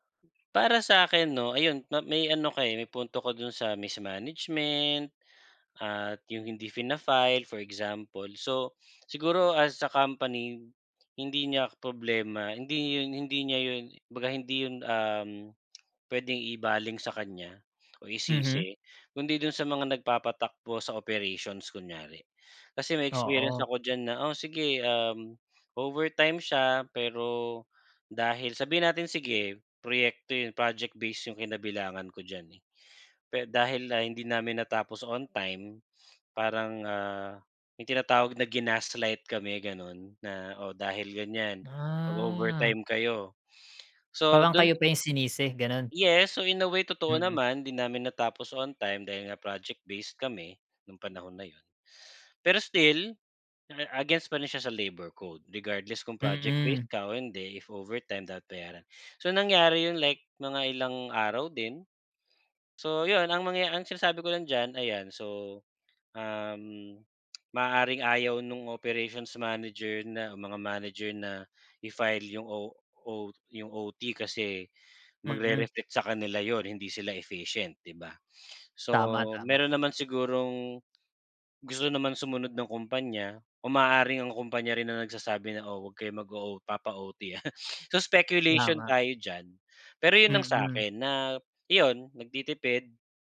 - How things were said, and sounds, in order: drawn out: "Ah"; tongue click; laughing while speaking: "ha"
- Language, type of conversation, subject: Filipino, unstructured, Ano ang palagay mo sa overtime na hindi binabayaran nang tama?